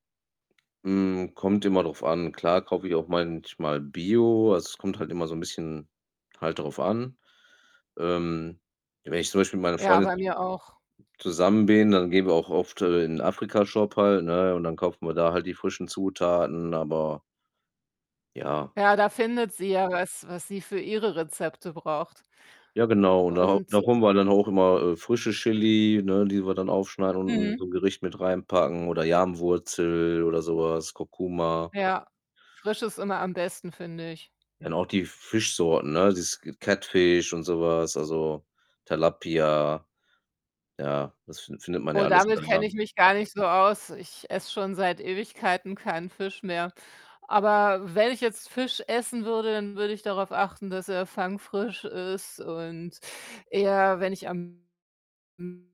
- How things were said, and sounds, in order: tapping; static; distorted speech; in English: "Catfish"
- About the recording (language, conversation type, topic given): German, unstructured, Was bedeutet für dich gutes Essen?